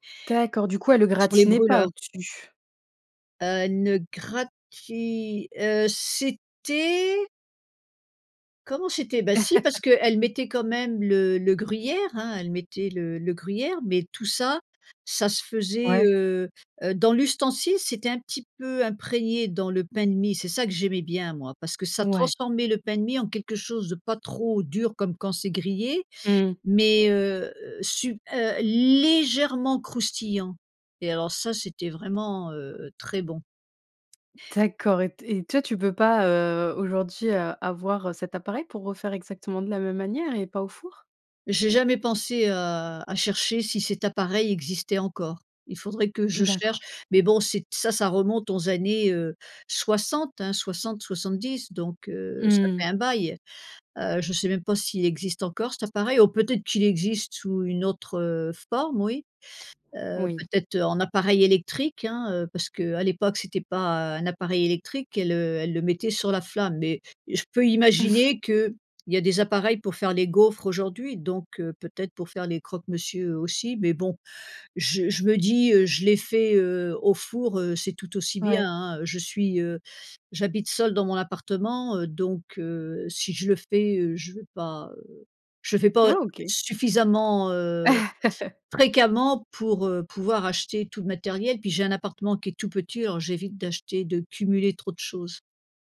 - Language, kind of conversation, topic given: French, podcast, Que t’évoque la cuisine de chez toi ?
- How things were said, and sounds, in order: other noise; laugh; tapping; chuckle; laugh